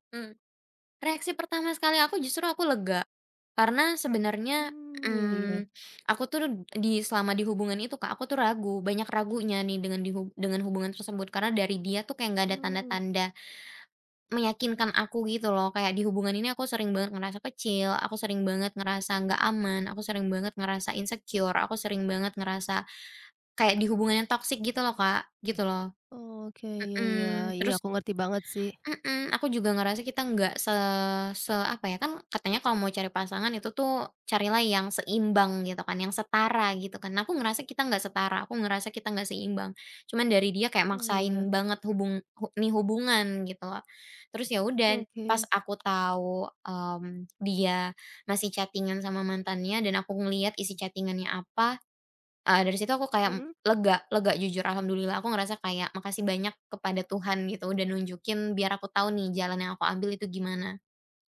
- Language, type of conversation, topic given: Indonesian, podcast, Apa yang biasanya kamu lakukan terlebih dahulu saat kamu sangat menyesal?
- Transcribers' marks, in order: in English: "insecure"; tapping; in English: "chatting-an"; in English: "chatting-annya"